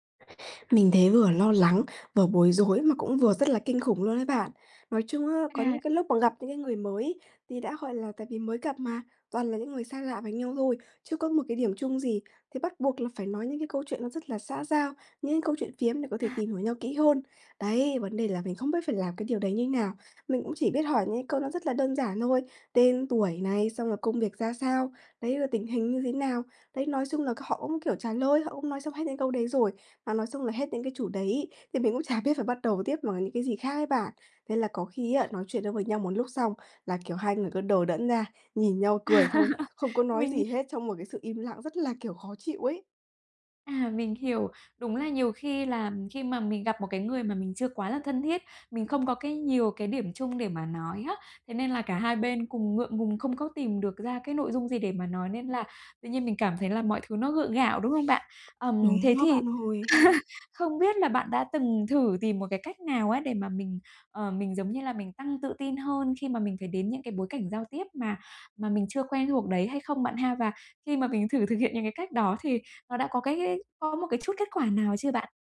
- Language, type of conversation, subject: Vietnamese, advice, Làm sao tôi có thể xây dựng sự tự tin khi giao tiếp trong các tình huống xã hội?
- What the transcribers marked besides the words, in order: laughing while speaking: "chả biết"; tapping; laugh; other background noise; chuckle